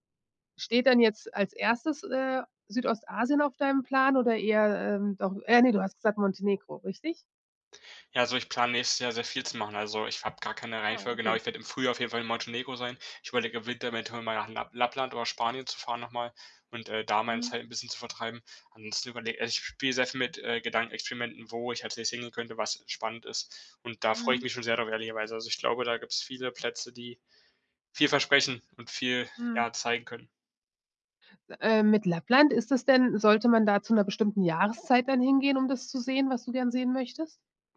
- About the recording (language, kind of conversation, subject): German, podcast, Wer hat dir einen Ort gezeigt, den sonst niemand kennt?
- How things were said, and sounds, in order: none